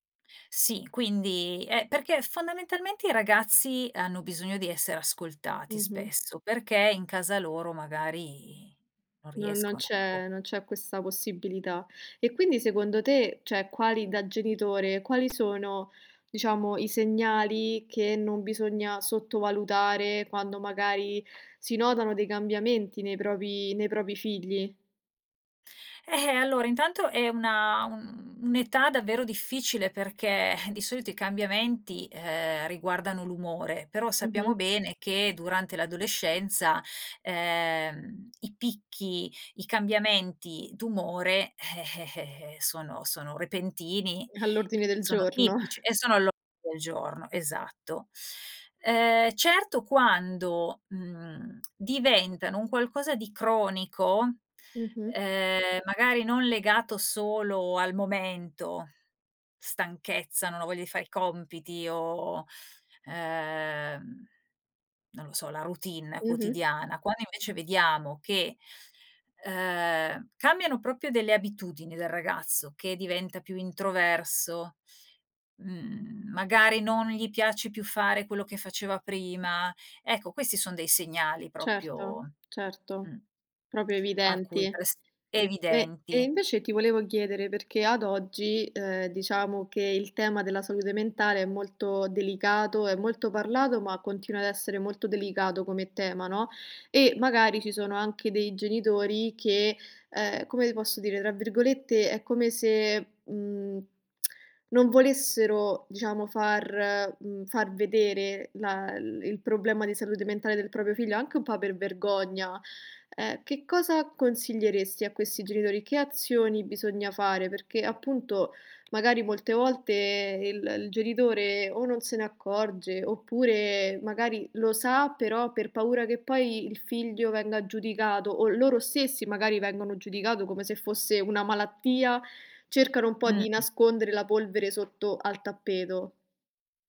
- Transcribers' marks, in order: other background noise; "cioè" said as "ceh"; tapping; "propri" said as "propi"; "propri" said as "propi"; sigh; chuckle; lip smack; "proprio" said as "propio"; "proprio" said as "propio"; "proprio" said as "propio"; tongue click; "proprio" said as "propio"
- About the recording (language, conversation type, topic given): Italian, podcast, Come sostenete la salute mentale dei ragazzi a casa?